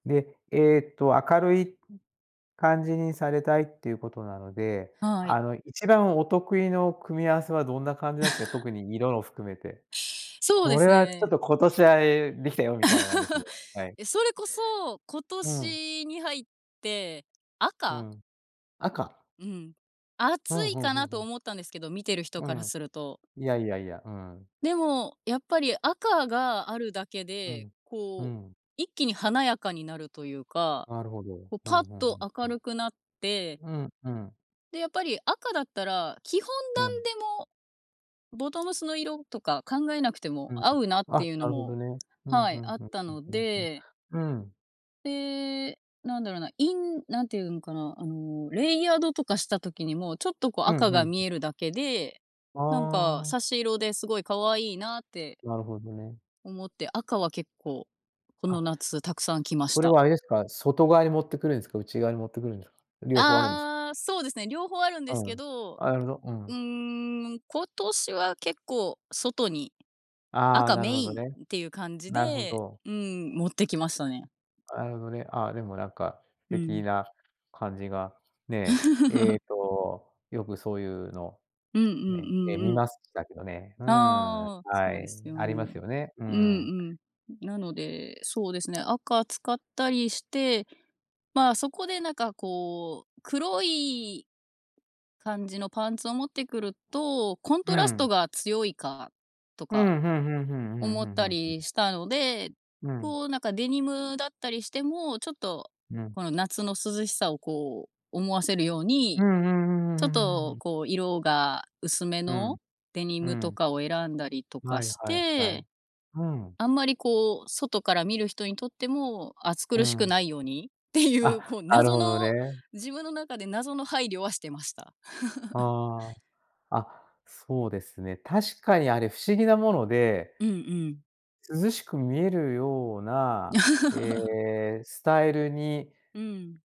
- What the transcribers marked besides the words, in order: scoff; other background noise; chuckle; tapping; unintelligible speech; chuckle; chuckle; chuckle
- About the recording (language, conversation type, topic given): Japanese, podcast, 服を通して自分らしさをどう表現したいですか?